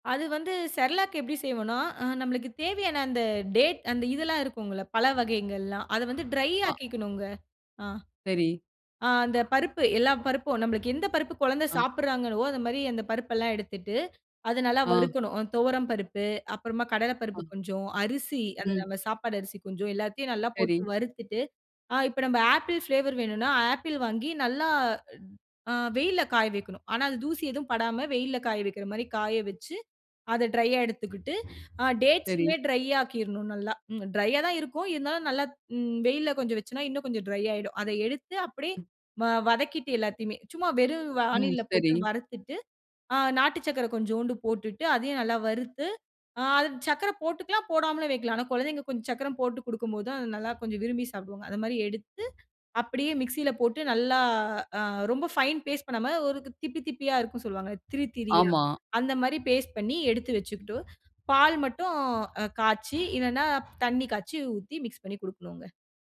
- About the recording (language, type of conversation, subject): Tamil, podcast, சமையலின் மீது மீண்டும் ஆர்வம் வர என்ன உதவும்?
- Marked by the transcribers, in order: other background noise